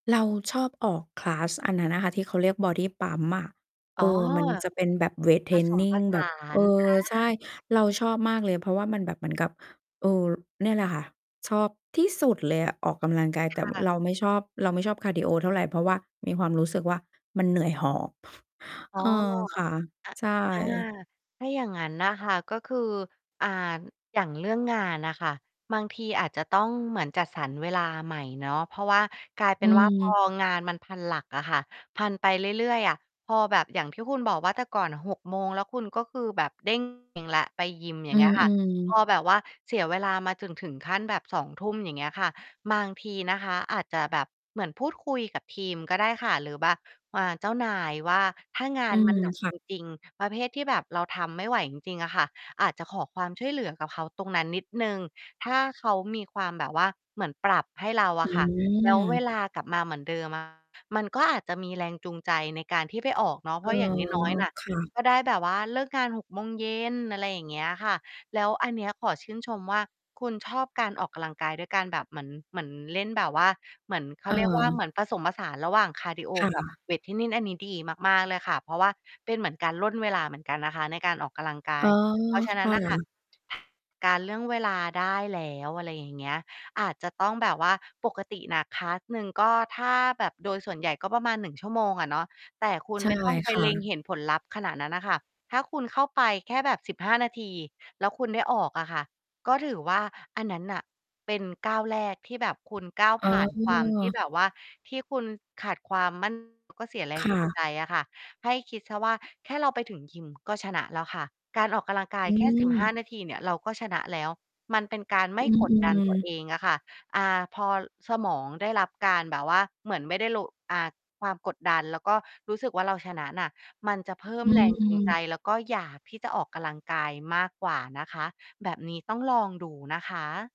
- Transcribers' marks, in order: in English: "คลาส"; distorted speech; other background noise; mechanical hum; "แบบ" said as "บ๊า"; tapping; static; in English: "คลาส"; "ออกกำลังกาย" said as "ออกกะลังกาย"; "ออกกำลังกาย" said as "ออกกะลังกาย"
- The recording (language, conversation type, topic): Thai, advice, กลับไปยิมหลังหยุดนานแล้วรู้สึกขาดแรงจูงใจ ควรทำอย่างไร?